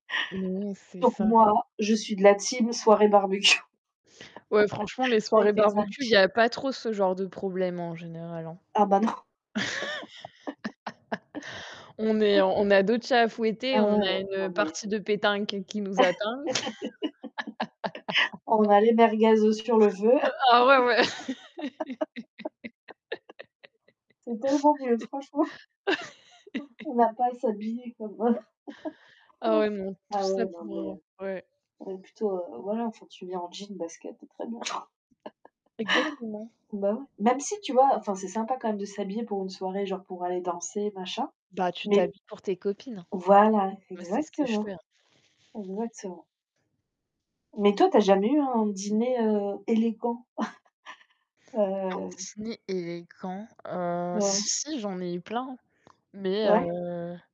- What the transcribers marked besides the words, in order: distorted speech; static; laughing while speaking: "barbecue"; chuckle; other background noise; laughing while speaking: "non !"; chuckle; laugh; laugh; put-on voice: "pétanque qui nous attend"; laugh; chuckle; laugh; laugh; laugh; tapping; chuckle
- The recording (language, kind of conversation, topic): French, unstructured, Préférez-vous les soirées barbecue ou les dîners élégants ?
- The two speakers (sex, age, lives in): female, 25-29, France; female, 35-39, France